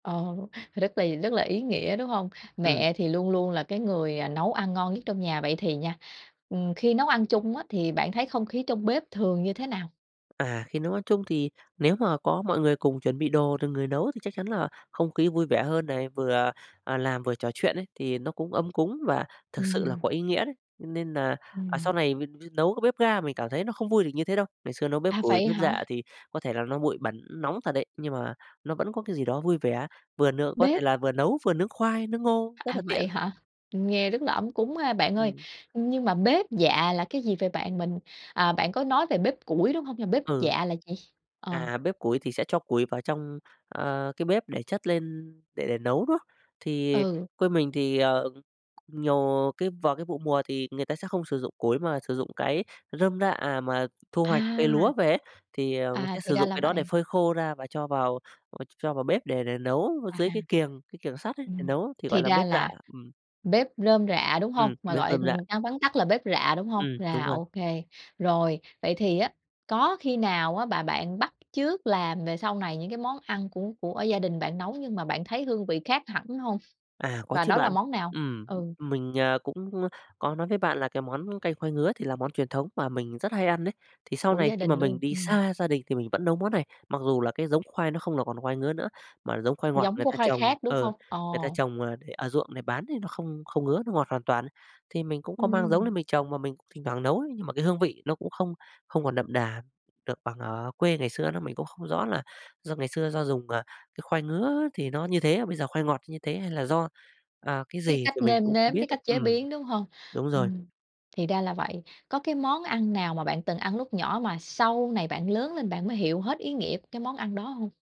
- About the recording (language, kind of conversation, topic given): Vietnamese, podcast, Bạn kể câu chuyện của gia đình mình qua món ăn như thế nào?
- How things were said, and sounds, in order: tapping; laughing while speaking: "À"; other noise; other background noise